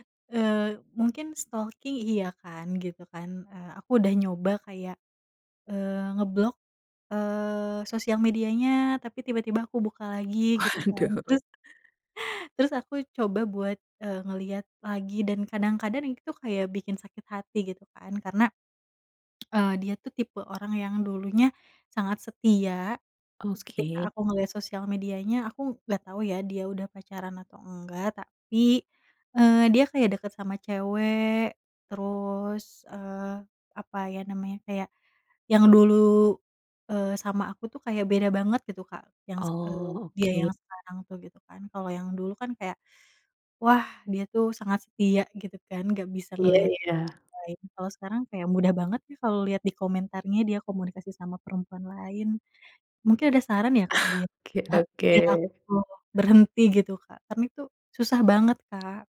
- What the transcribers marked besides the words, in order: in English: "stalking"; laughing while speaking: "Waduh"; other background noise; laughing while speaking: "Oke"; cough
- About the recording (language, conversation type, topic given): Indonesian, advice, Kenapa saya sulit berhenti mengecek akun media sosial mantan?